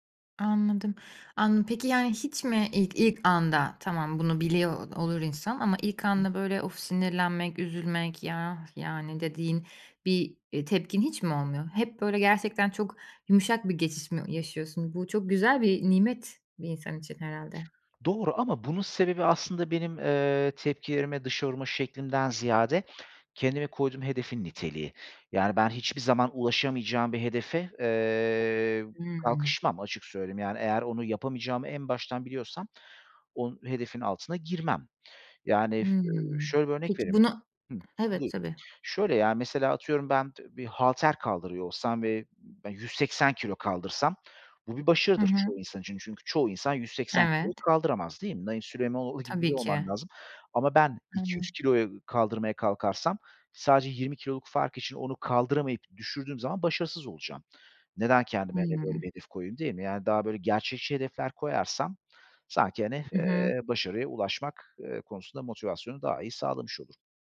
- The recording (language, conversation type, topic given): Turkish, podcast, Başarısızlıkla karşılaştığında kendini nasıl motive ediyorsun?
- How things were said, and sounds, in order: other background noise